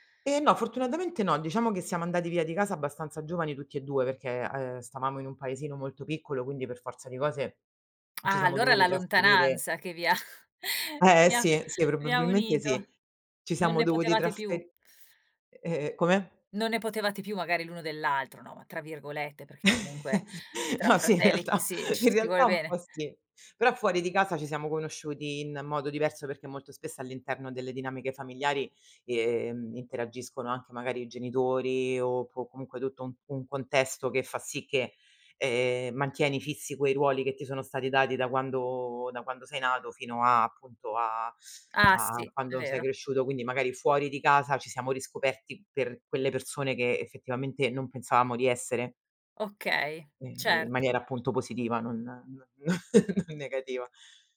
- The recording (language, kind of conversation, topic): Italian, podcast, Quale ruolo hanno le relazioni nel tuo benessere personale?
- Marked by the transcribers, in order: lip smack; laughing while speaking: "ha"; other background noise; chuckle; laughing while speaking: "No, sì, in realtà"; chuckle